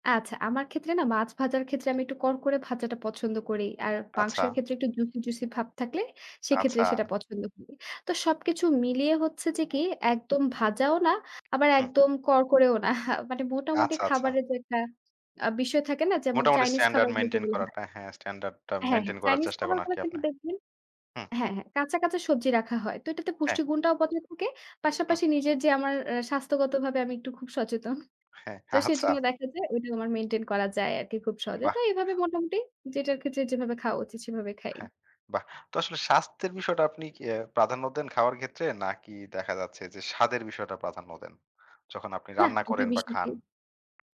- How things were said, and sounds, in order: tapping; laughing while speaking: "আচ্ছা"; other background noise
- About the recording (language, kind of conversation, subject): Bengali, podcast, কোন একটি উপাদান বদলালে পুরো রেসিপির স্বাদ বদলে যায়—এমন কিছু উদাহরণ দিতে পারবেন?